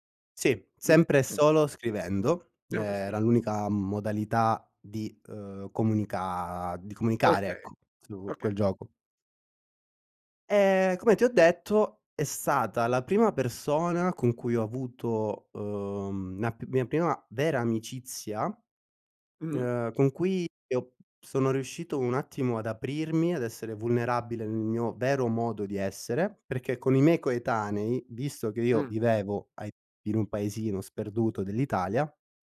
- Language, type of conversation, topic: Italian, podcast, Che cosa ti ha insegnato un mentore importante?
- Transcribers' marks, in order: unintelligible speech; unintelligible speech